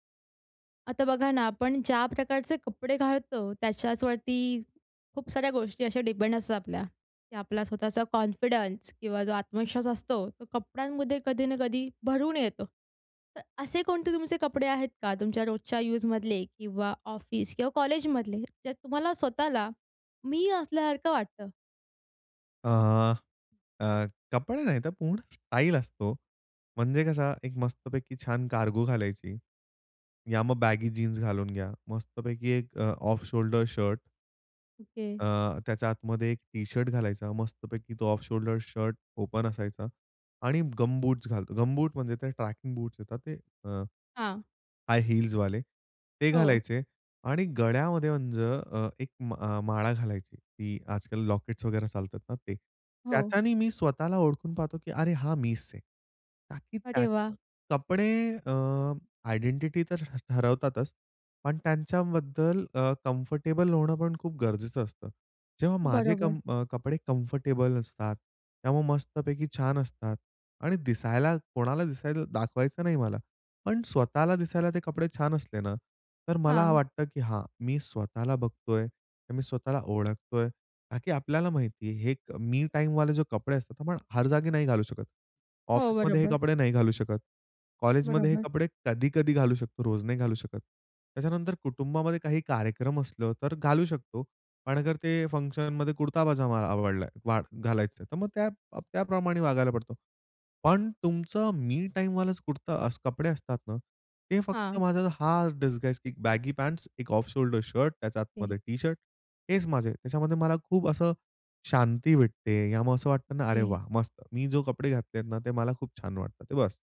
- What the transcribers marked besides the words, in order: in English: "कॉन्फिडन्स"; in English: "ओपन"; in English: "ट्रेकिंग"; in English: "आयडेंटिटी"; in English: "कम्फर्टेबल"; other background noise; in English: "फंक्शनमध्ये"
- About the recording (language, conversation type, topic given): Marathi, podcast, कोणत्या कपड्यांमध्ये आपण सर्वांत जास्त स्वतःसारखे वाटता?